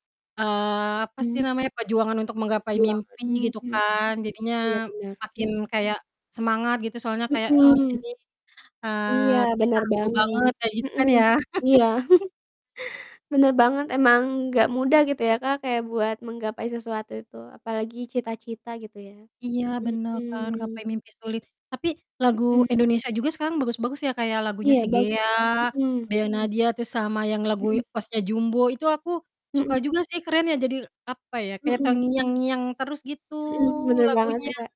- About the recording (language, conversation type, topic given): Indonesian, unstructured, Lagu apa yang selalu membuatmu bersemangat saat sedang sedih?
- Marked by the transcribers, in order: distorted speech; other background noise; chuckle; laugh; in English: "ost-nya"